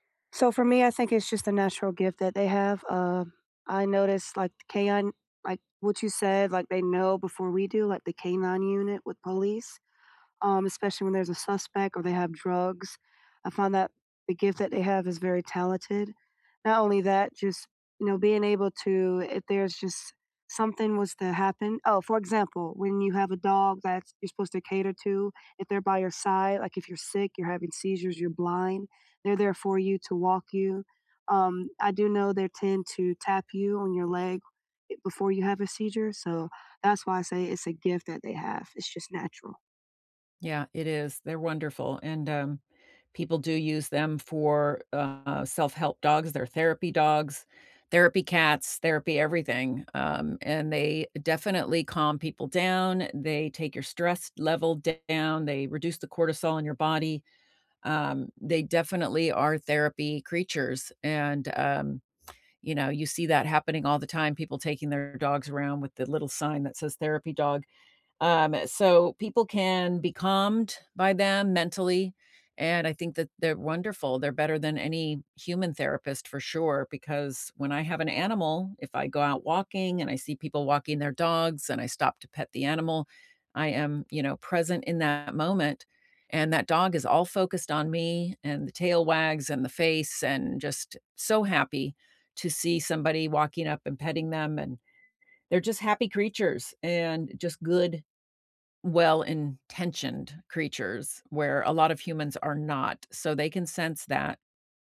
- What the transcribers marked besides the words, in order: other background noise; tapping
- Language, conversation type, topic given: English, unstructured, What is the most surprising thing animals can sense about people?